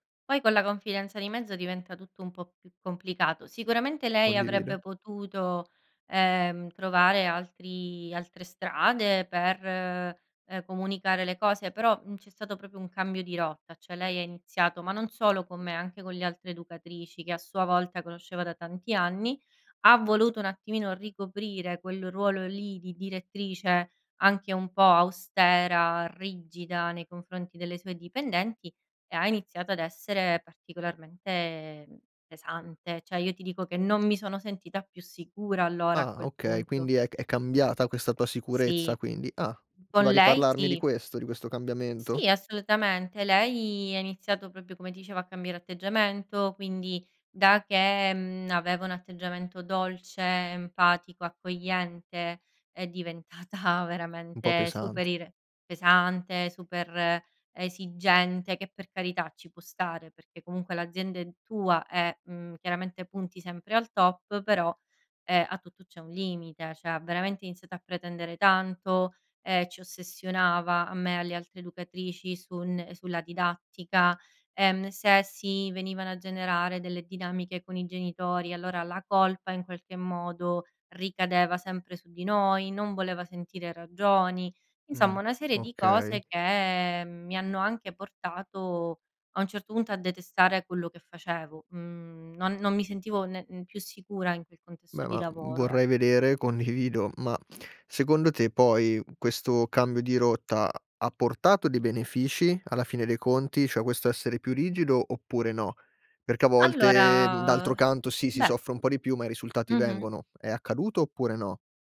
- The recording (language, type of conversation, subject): Italian, podcast, Hai un capo che ti fa sentire subito sicuro/a?
- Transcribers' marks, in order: "proprio" said as "propio"; "cioè" said as "ceh"; "Cioè" said as "ceh"; "proprio" said as "propio"; laughing while speaking: "diventata"; "Cioè" said as "ceh"; laughing while speaking: "condivido"; "cioè" said as "ceh"